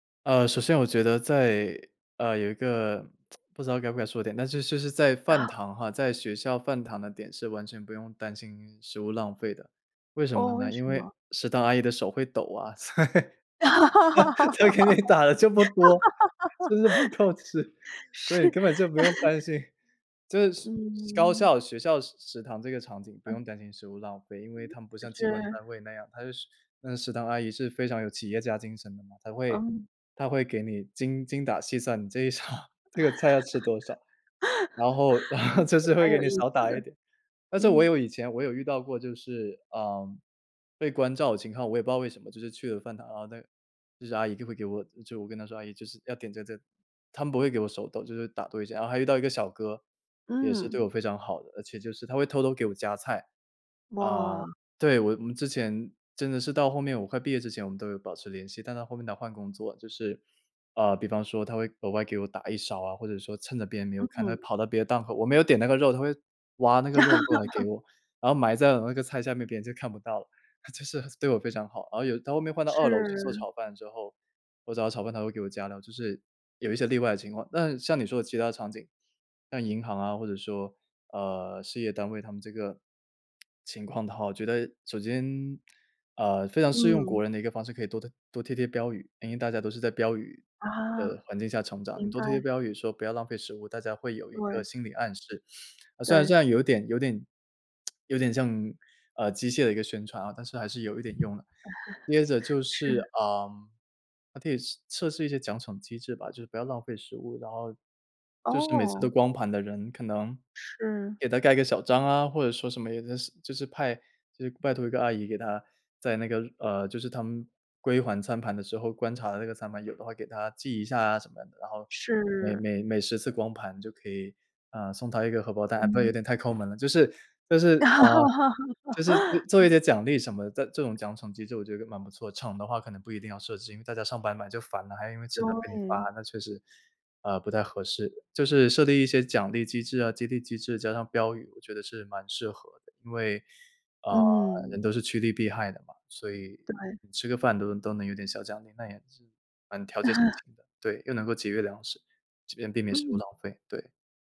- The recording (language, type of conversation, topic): Chinese, podcast, 你觉得减少食物浪费该怎么做？
- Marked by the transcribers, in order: tsk; laughing while speaking: "所以，她给你打了这么多，就是不够吃，所以根本就不用担心"; laugh; laughing while speaking: "是"; laugh; laughing while speaking: "场"; laughing while speaking: "然后就是会给你少打一点"; laugh; laugh; tapping; tsk; chuckle; other background noise; laugh; laugh